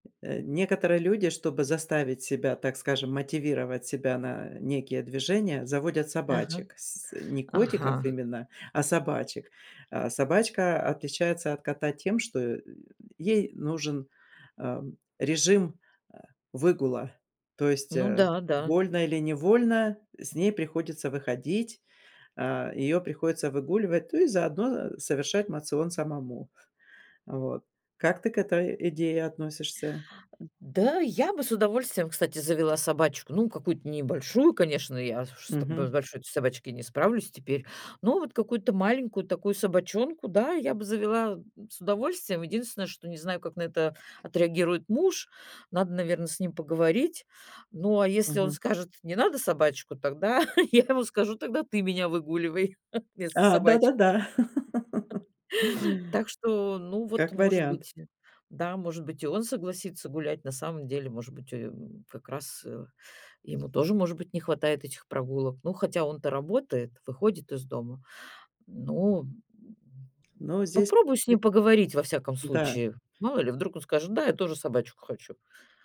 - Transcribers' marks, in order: tapping; grunt; laugh; laugh; other noise
- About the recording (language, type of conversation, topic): Russian, advice, Что делать, если я не могу расслабить тело и напряжение не проходит?